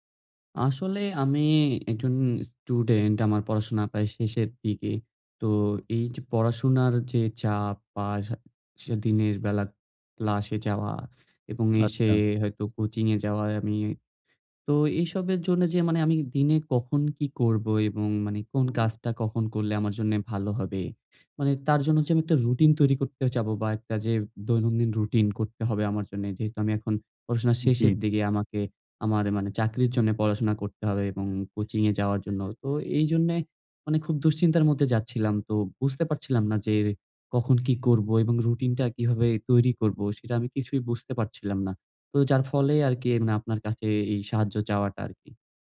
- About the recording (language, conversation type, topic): Bengali, advice, কেন আপনি প্রতিদিন একটি স্থির রুটিন তৈরি করে তা মেনে চলতে পারছেন না?
- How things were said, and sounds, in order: other background noise; tapping